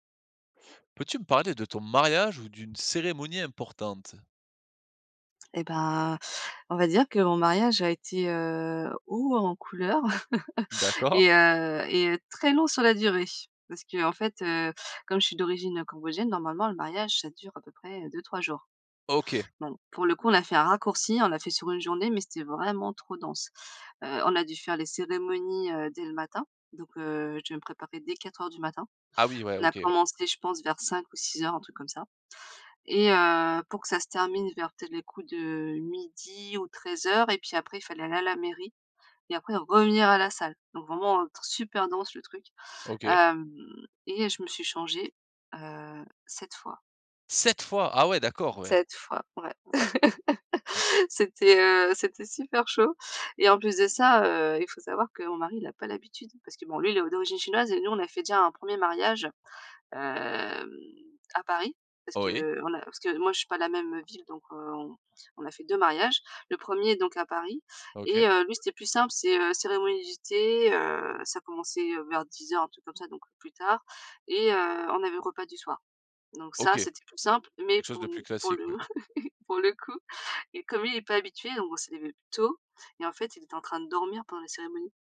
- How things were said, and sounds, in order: tapping; other background noise; chuckle; laughing while speaking: "D'accord"; stressed: "vraiment"; surprised: "sept fois ?"; stressed: "sept"; laugh; drawn out: "hem"; chuckle
- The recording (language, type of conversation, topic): French, podcast, Parle-nous de ton mariage ou d’une cérémonie importante : qu’est-ce qui t’a le plus marqué ?